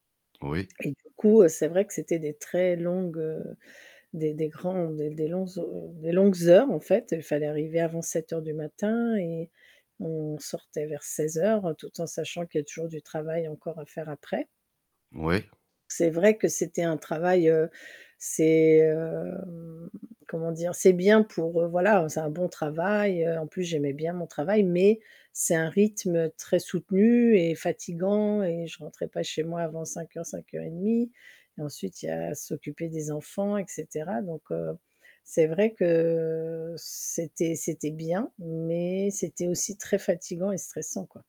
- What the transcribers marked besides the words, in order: static; drawn out: "heu"; drawn out: "que"
- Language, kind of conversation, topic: French, advice, Dois-je changer d’emploi ou simplement mieux me reposer ?
- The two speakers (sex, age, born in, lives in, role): female, 50-54, France, France, user; male, 35-39, France, France, advisor